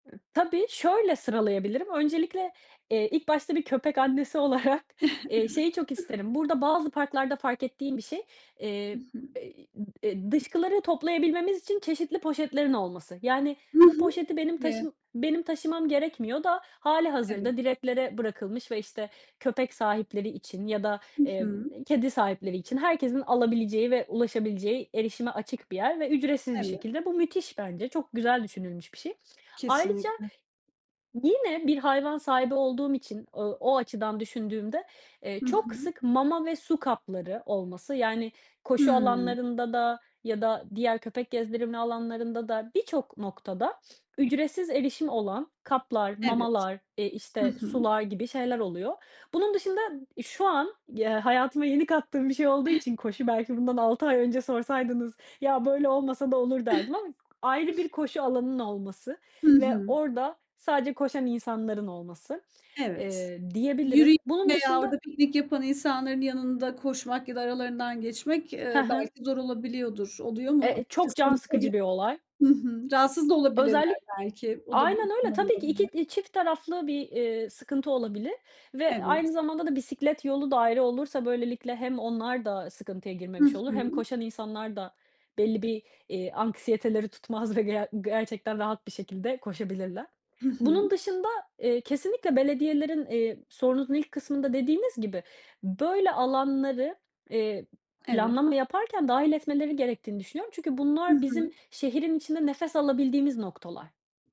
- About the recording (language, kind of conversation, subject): Turkish, podcast, Sence şehirde yeşil alanlar neden önemli?
- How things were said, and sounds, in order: laughing while speaking: "olarak"; laughing while speaking: "Evet"; unintelligible speech; chuckle; laughing while speaking: "olsa bile"; laughing while speaking: "tutmaz"